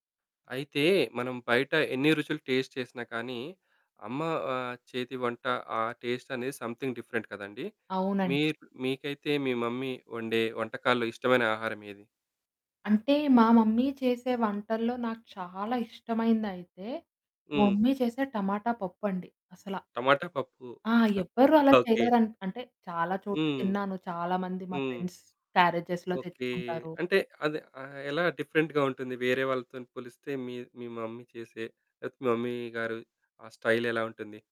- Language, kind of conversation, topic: Telugu, podcast, అమ్మ వండే వంటల్లో నీకు అత్యంత ఇష్టమైన వంటకం ఏది?
- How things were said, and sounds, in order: in English: "టేస్ట్"; in English: "టేస్ట్"; in English: "సమ్‌థింగ్ డిఫరెంట్"; in English: "మమ్మీ"; static; in English: "మమ్మీ"; in English: "మమ్మీ"; chuckle; in English: "ఫ్రెండ్స్ క్యారేజెస్‌లో"; in English: "డిఫరెంట్‌గా"; in English: "స్టైల్"